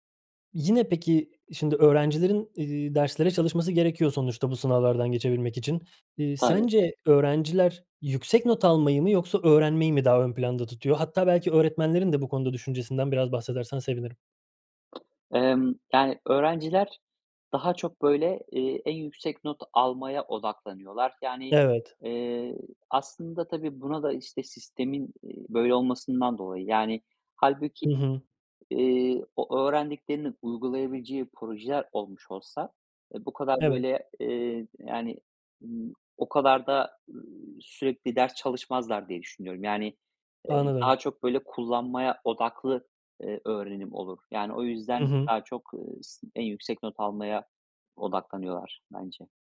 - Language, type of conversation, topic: Turkish, podcast, Sınav odaklı eğitim hakkında ne düşünüyorsun?
- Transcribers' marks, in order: other background noise; tapping